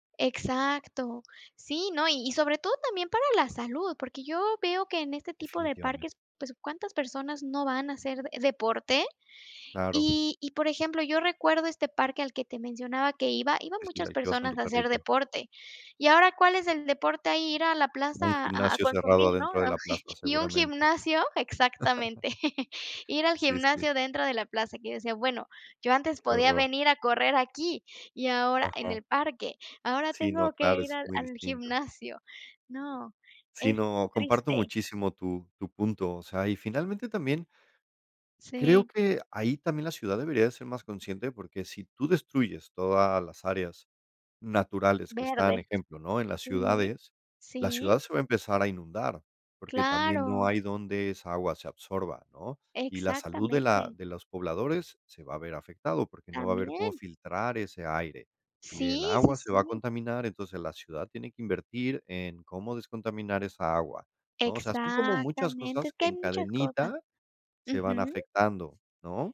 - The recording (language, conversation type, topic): Spanish, unstructured, ¿Por qué debemos respetar las áreas naturales cercanas?
- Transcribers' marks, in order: laugh